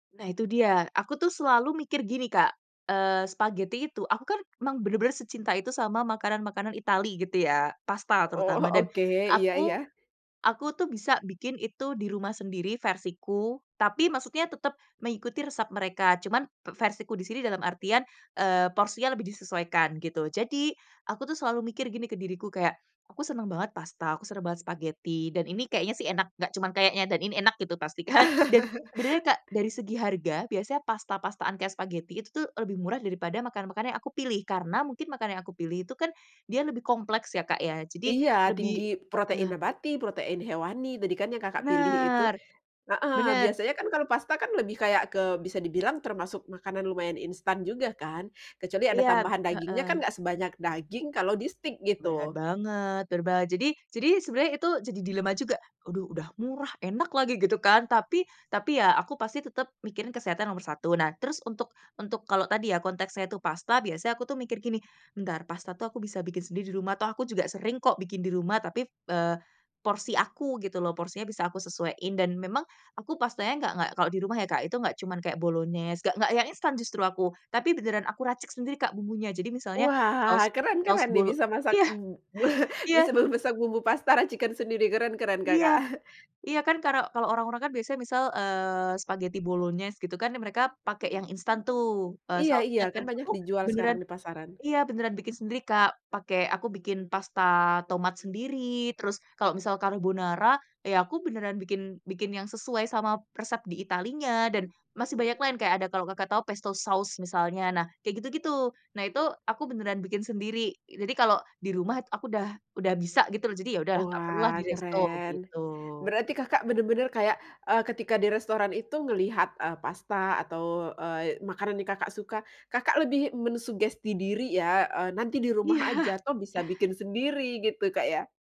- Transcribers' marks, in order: chuckle; chuckle; laughing while speaking: "memesak"; "memasak" said as "memesak"; chuckle; in English: "pesto sauce"; laughing while speaking: "Iya"; other background noise
- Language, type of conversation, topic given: Indonesian, podcast, Bagaimana kamu mengatur pola makan saat makan di luar?